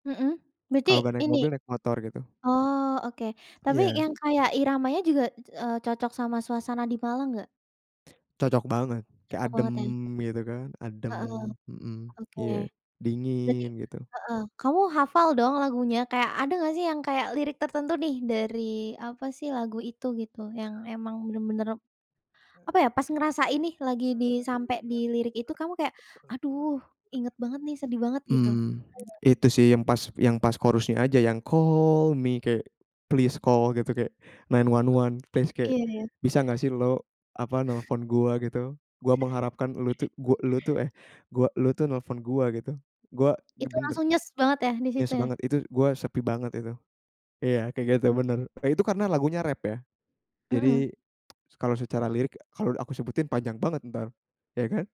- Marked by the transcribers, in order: background speech; other background noise; tongue click; in English: "chorus-nya"; singing: "call me"; in English: "call me"; in English: "please call"; in English: "nine one one please"; chuckle; in English: "Yes"; tapping
- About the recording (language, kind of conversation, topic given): Indonesian, podcast, Apa lagu yang selalu mengingatkan kamu pada kenangan tertentu?